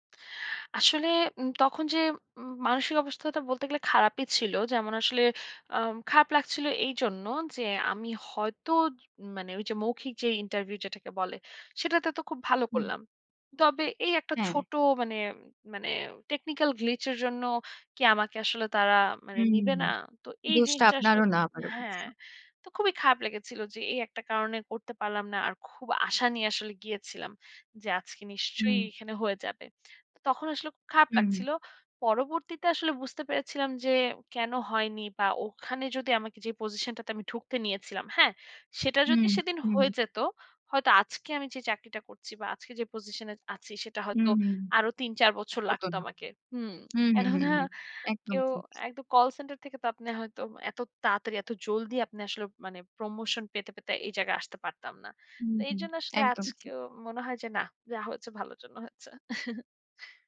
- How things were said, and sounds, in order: in English: "tecnical glitch"; chuckle
- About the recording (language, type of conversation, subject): Bengali, podcast, তুমি কি কখনো কোনো অনাকাঙ্ক্ষিত প্রত্যাখ্যান থেকে পরে বড় কোনো সুযোগ পেয়েছিলে?